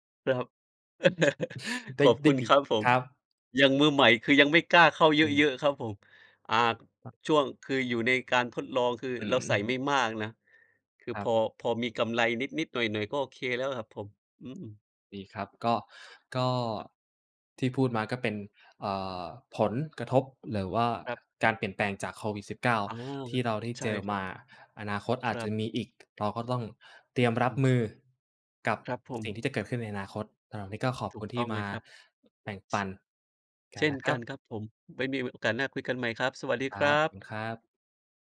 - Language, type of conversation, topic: Thai, unstructured, โควิด-19 เปลี่ยนแปลงโลกของเราไปมากแค่ไหน?
- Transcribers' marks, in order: laugh; chuckle